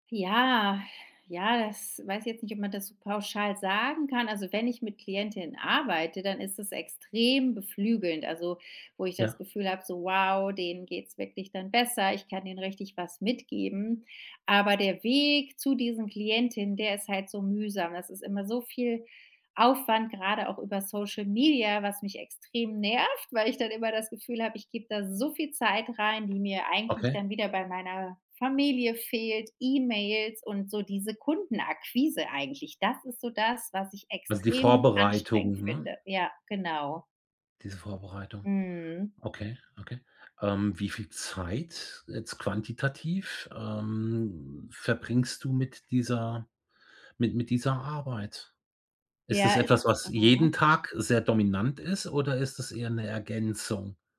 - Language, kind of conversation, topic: German, advice, Soll ich mein Startup weiterführen oder mir einen Job suchen?
- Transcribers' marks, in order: other noise